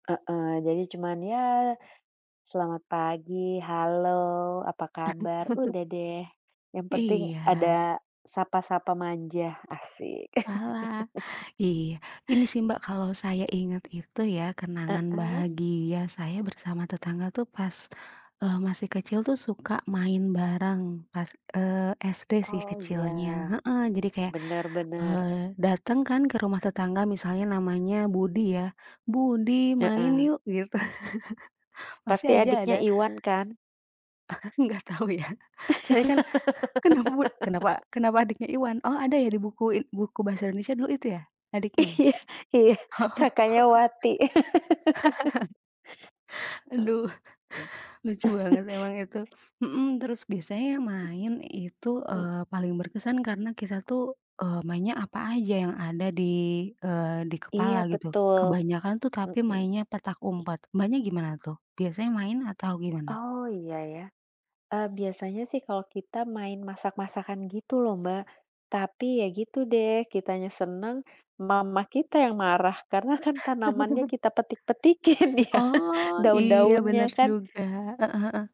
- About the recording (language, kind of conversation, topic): Indonesian, unstructured, Apa kenangan bahagiamu bersama tetangga?
- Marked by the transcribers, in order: chuckle; chuckle; tapping; laughing while speaking: "gitu"; chuckle; chuckle; laughing while speaking: "Aku nggak tau ya, soalnya kan, kenapa bud"; other background noise; laugh; laughing while speaking: "Iya iya"; laughing while speaking: "Oh. Aduh"; laugh; chuckle; chuckle; laughing while speaking: "petik-petikin ya"; chuckle